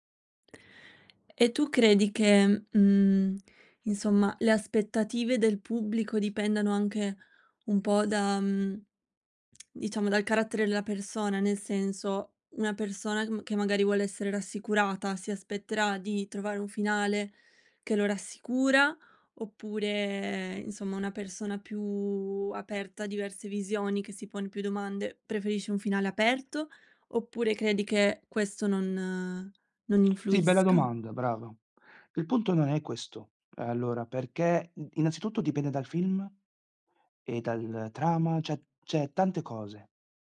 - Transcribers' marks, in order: "cioè-" said as "ceh"; "cioè" said as "ceh"
- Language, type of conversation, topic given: Italian, podcast, Perché alcuni finali di film dividono il pubblico?